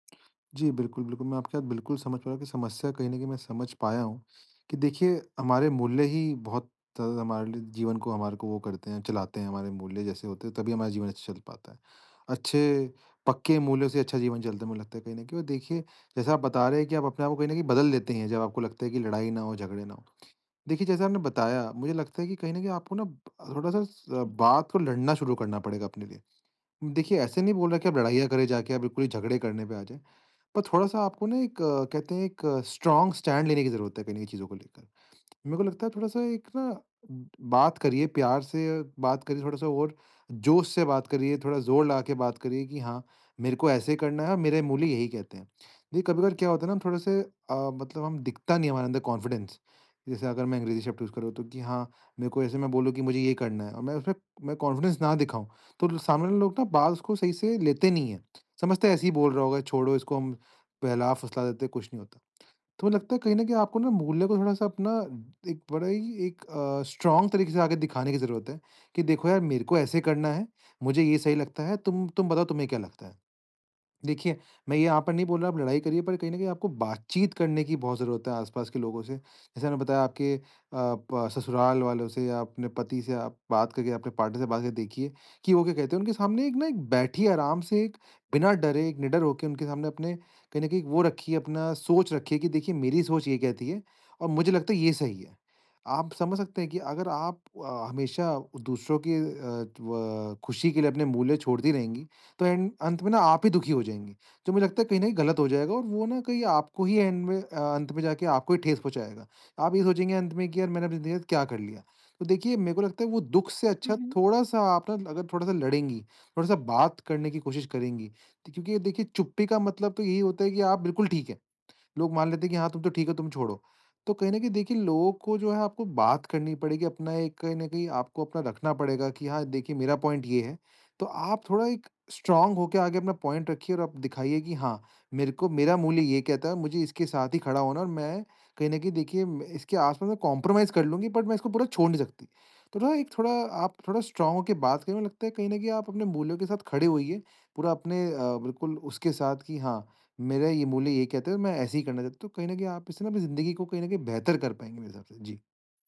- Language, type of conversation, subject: Hindi, advice, मैं अपने मूल्यों और मानकों से कैसे जुड़ा रह सकता/सकती हूँ?
- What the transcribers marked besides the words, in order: in English: "स्ट्रांग स्टैंड"; in English: "कॉन्फिडेंस"; in English: "यूज़"; in English: "कॉन्फिडेंस"; in English: "स्ट्रांग"; in English: "पार्टनर"; in English: "एंड"; in English: "एंड"; in English: "पॉइंट"; in English: "स्ट्रांग"; in English: "पॉइंट"; in English: "कंप्रोमाइज"; in English: "बट"; in English: "स्ट्रांग"